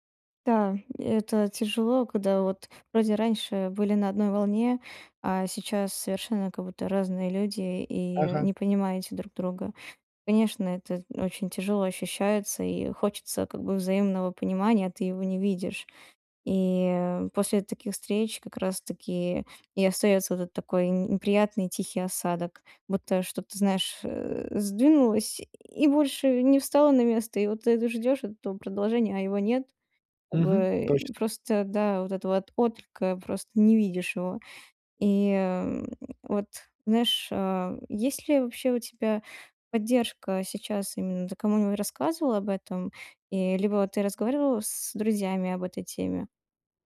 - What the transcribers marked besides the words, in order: none
- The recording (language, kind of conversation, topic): Russian, advice, Как мне найти смысл жизни после расставания и утраты прежних планов?